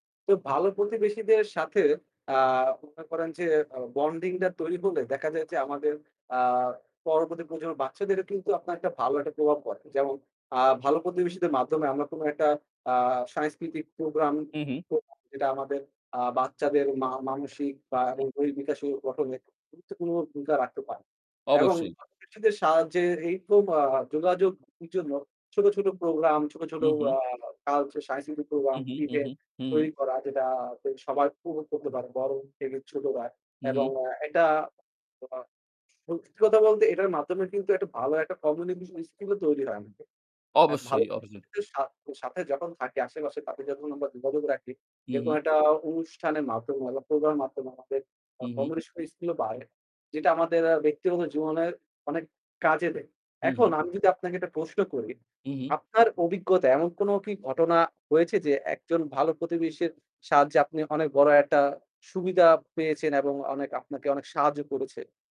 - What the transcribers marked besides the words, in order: static; distorted speech
- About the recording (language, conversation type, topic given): Bengali, unstructured, আপনার মতে, ভালো প্রতিবেশী হওয়ার মানে কী?